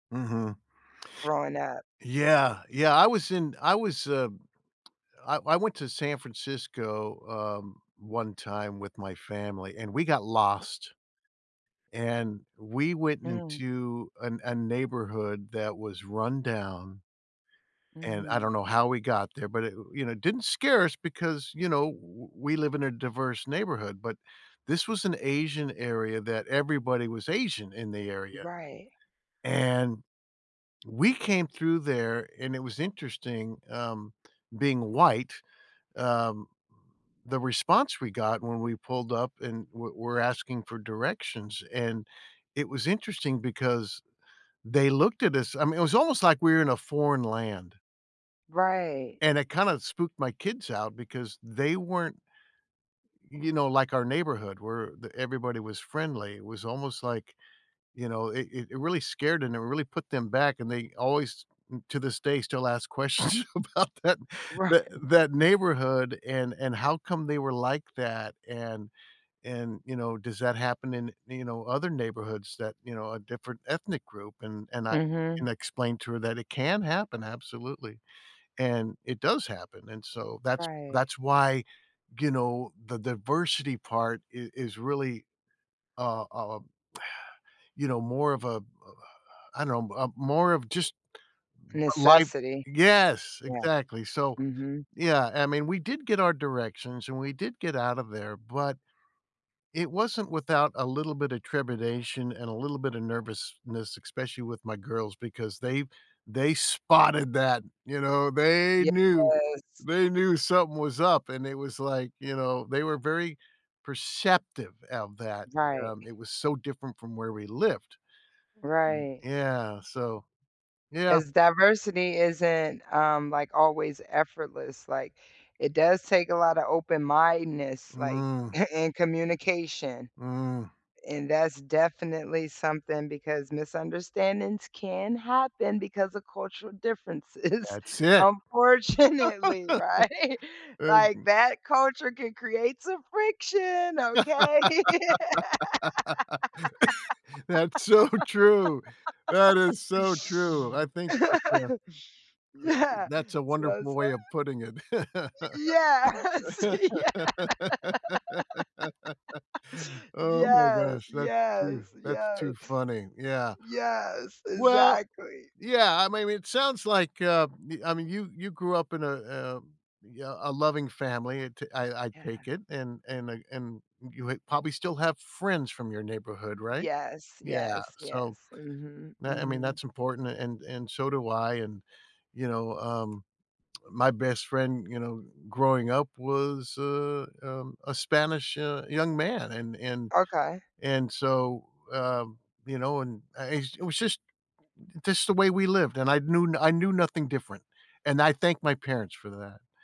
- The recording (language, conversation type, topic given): English, unstructured, What does diversity add to a neighborhood?
- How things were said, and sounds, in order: tapping; laughing while speaking: "Right"; laughing while speaking: "questions about that tha"; lip smack; sigh; stressed: "spotted"; laughing while speaking: "a and"; put-on voice: "can happen"; other background noise; laugh; laughing while speaking: "differences, unfortunately, right?"; laugh; put-on voice: "some friction, okay?"; laugh; laughing while speaking: "Yeah"; laugh; laughing while speaking: "Yes, yes"; laugh